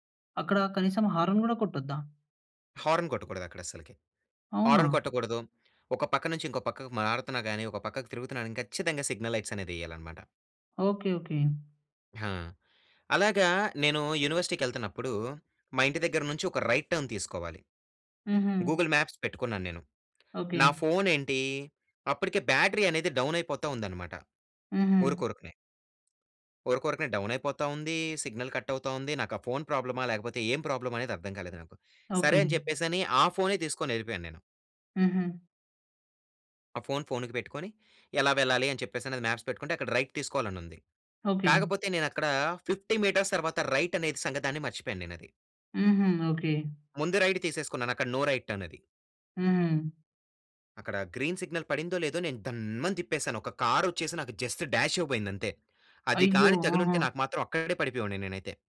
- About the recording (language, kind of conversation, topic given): Telugu, podcast, విదేశీ నగరంలో భాష తెలియకుండా తప్పిపోయిన అనుభవం ఏంటి?
- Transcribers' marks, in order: in English: "హారన్"; in English: "హారన్"; in English: "హారన్"; in English: "సిగ్నల్ లైట్స్"; in English: "రైట్ టర్న్"; in English: "గూగుల్ మ్యాప్స్"; in English: "బ్యాటరీ"; in English: "డౌన్"; in English: "డౌన్"; in English: "సిగ్నల్ కట్"; in English: "ప్రాబ్లమా"; in English: "ప్రాబ్లమ్"; in English: "మాప్స్"; in English: "రైట్"; in English: "ఫిఫ్టీ మీటర్స్"; in English: "రైట్"; in English: "రైట్"; in English: "నో రైట్"; in English: "గ్రీన్ సిగ్నల్"; stressed: "దన్మని"; in English: "జస్ట్ డ్యాష్"